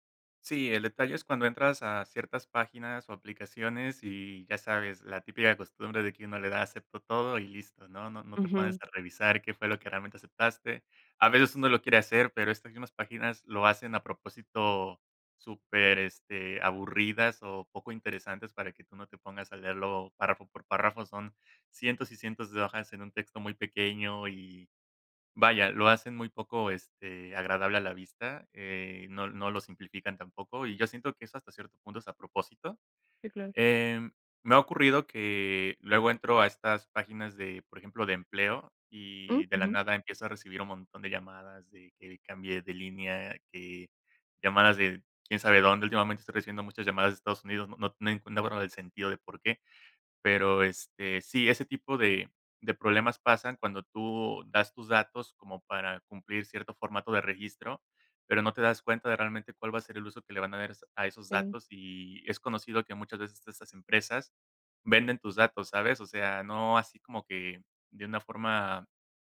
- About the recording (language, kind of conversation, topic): Spanish, podcast, ¿Qué te preocupa más de tu privacidad con tanta tecnología alrededor?
- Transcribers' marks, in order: none